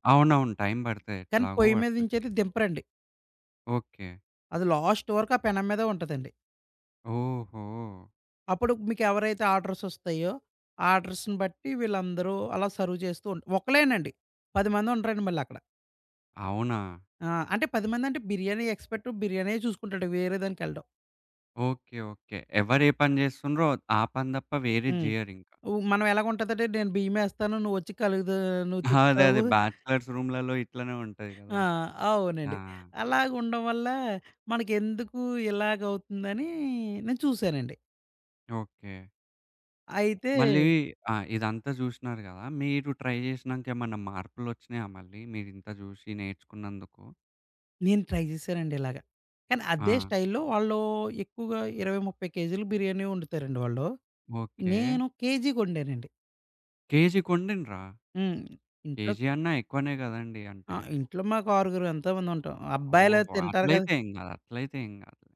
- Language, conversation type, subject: Telugu, podcast, సాధారణ పదార్థాలతో ఇంట్లోనే రెస్టారెంట్‌లాంటి రుచి ఎలా తీసుకురాగలరు?
- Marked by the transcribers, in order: in English: "లాస్ట్"; in English: "ఆర్డర్స్"; in English: "ఆర్డర్స్‌ని"; in English: "సర్వ్"; in English: "ఎక్స్పర్ట్"; giggle; chuckle; in English: "బ్యాచ్లర్స్"; chuckle; in English: "ట్రై"; in English: "ట్రై"; in English: "స్టైల్‌లో"